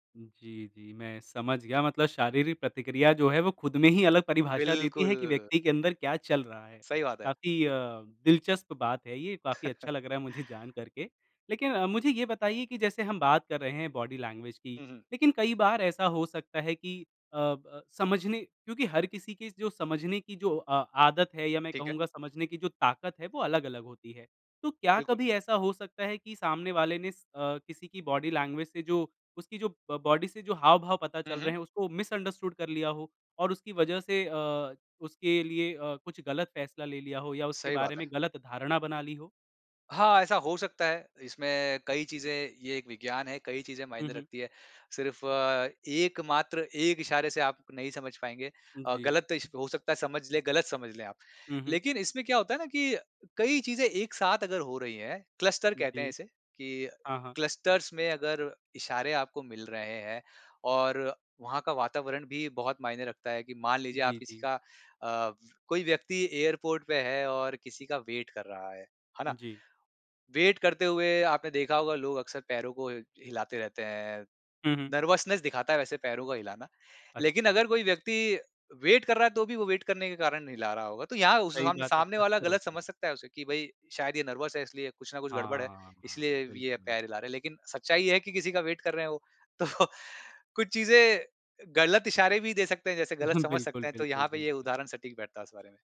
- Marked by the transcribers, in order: tapping; chuckle; laughing while speaking: "मुझे"; in English: "बॉडी लैंग्वेज"; in English: "बॉडी लैंग्वेज"; in English: "बॉडी"; in English: "मिसअंडरस्टूड"; in English: "क्लस्टर"; in English: "क्लस्टर्स"; other background noise; in English: "वेट"; in English: "वेट"; in English: "नर्वसनेस"; in English: "वेट"; in English: "वेट"; wind; in English: "नर्वस"; in English: "वेट"; laughing while speaking: "तो"; other noise; chuckle
- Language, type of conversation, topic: Hindi, podcast, आप अपनी देह-भाषा पर कितना ध्यान देते हैं?